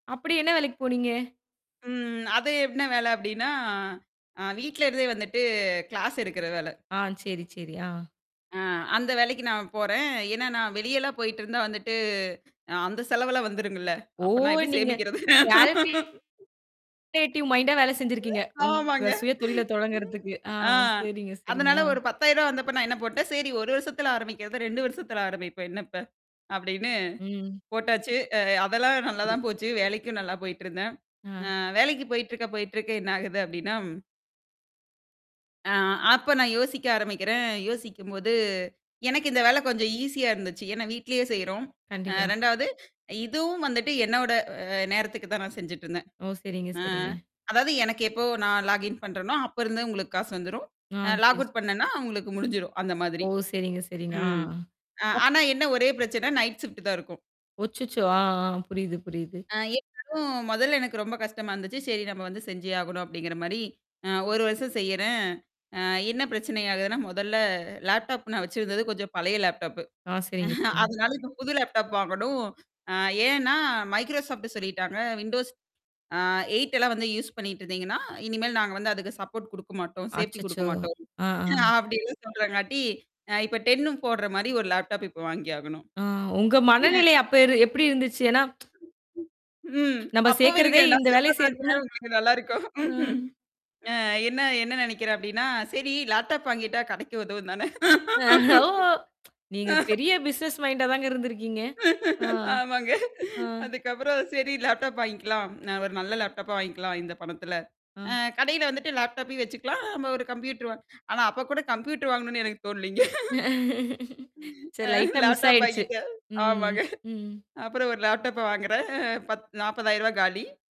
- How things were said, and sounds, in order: laughing while speaking: "வந்துருமில்ல. அப்போ நான் எப்படி சேமிக்கிறது?"; in English: "கேல்குலேட்டிவ் மைண்ட்டா"; distorted speech; other noise; laughing while speaking: "ஆமாங்க. அ"; in English: "ஈஸியா"; in English: "லாகின்"; in English: "லாக் அவுட்"; in English: "நைட் ஷிஃப்ட்"; "எனக்கும்" said as "என்க்கும்"; in English: "லேப்டாப்"; in English: "லேப்டாப்பு"; laughing while speaking: "அதனால இப்போ புது"; in English: "லேப்டாப்"; in English: "மைக்ரோசாஃப்ட்"; in English: "விண்டோஸ்"; in English: "யூஸ்"; in English: "சப்போர்ட்"; in English: "சேஃப்டி"; laughing while speaking: "அப்படின்னு"; in English: "லேப்டாப்"; laughing while speaking: "அப்போவும் இருங்க நான் சொல்ற மாரியா உங்களுக்கு நல்லா இருக்கும்"; in English: "லேப்டாப்"; laughing while speaking: "அ ஓ! நீங்க"; laughing while speaking: "கடைக்கு உதவும் தானே"; in English: "பிசினஸ் மைண்ட்டா"; laugh; laughing while speaking: "ஆமாங்க. அதுக்கப்புறம் சரி லேப்டாப் வாங்கிக்கலாம்"; in English: "லேப்டாப்"; in English: "லேப்டாப்பா"; in English: "லேப்டாப்பே"; in English: "கம்ப்யூட்டர்"; in English: "கம்ப்யூட்டர்"; laugh; in English: "லைட்டா மிஸ்"; laughing while speaking: "தோனலிங்க. அ லேப்டாப் வாங்கிட்டேன். ஆமாங்க. அப்புறம் ஒரு லேப்டாப்பை வாங்குகிறேன் பத் நாப்பதாயிரூவா காலி"; in English: "லேப்டாப்"; in English: "லேப்டாப்பை"
- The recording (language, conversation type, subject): Tamil, podcast, சுய தொழில் தொடங்கலாமா, இல்லையா வேலையைத் தொடரலாமா என்ற முடிவை நீங்கள் எப்படி எடுத்தீர்கள்?